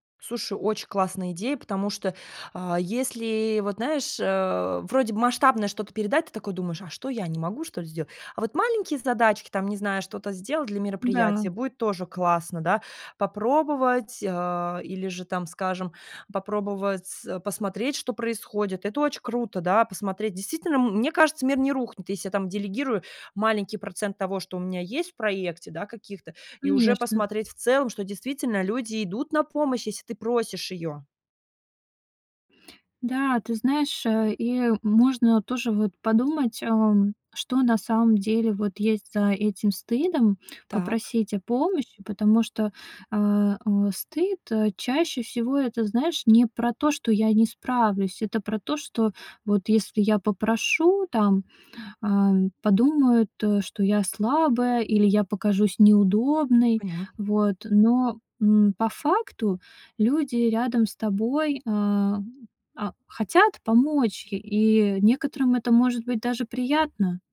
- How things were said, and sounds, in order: tapping; other background noise
- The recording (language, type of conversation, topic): Russian, advice, Как перестать брать на себя слишком много и научиться выстраивать личные границы?